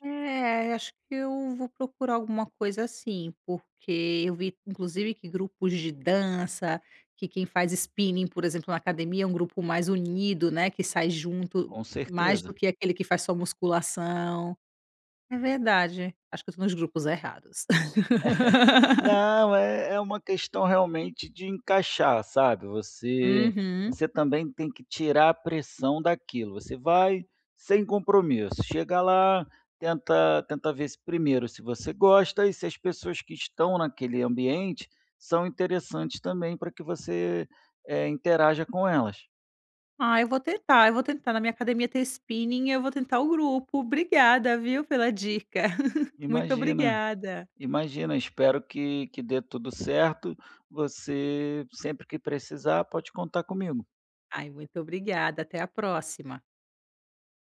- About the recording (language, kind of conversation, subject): Portuguese, advice, Como posso lidar com a dificuldade de fazer novas amizades na vida adulta?
- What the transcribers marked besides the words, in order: chuckle; laugh; tapping; chuckle